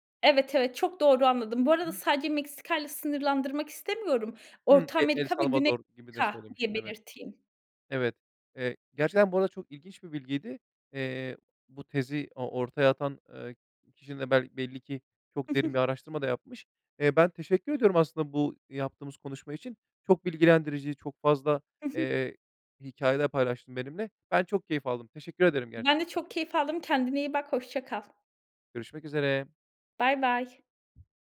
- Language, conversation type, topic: Turkish, podcast, Göç yemekleri yeni kimlikler yaratır mı, nasıl?
- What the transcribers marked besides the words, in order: unintelligible speech; other noise; other background noise